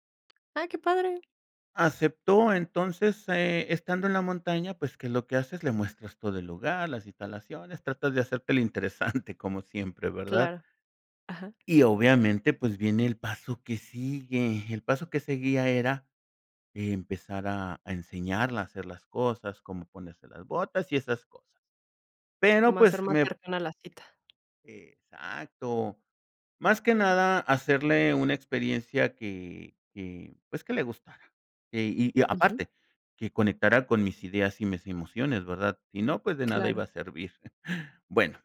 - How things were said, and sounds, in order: other background noise; laughing while speaking: "iba a servir"
- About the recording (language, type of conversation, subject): Spanish, podcast, ¿Qué momento en la naturaleza te dio paz interior?